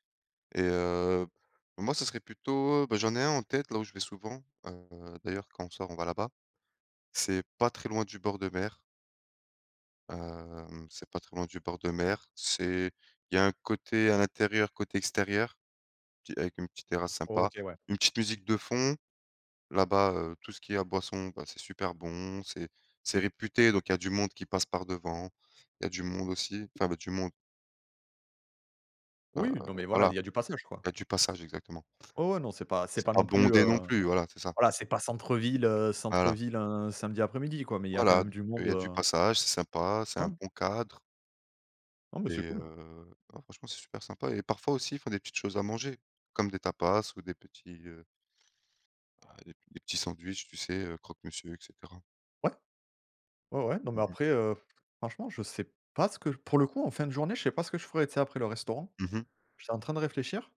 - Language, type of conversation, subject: French, unstructured, Comment décrirais-tu ta journée idéale ?
- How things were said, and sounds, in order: other background noise; stressed: "bondé"; tapping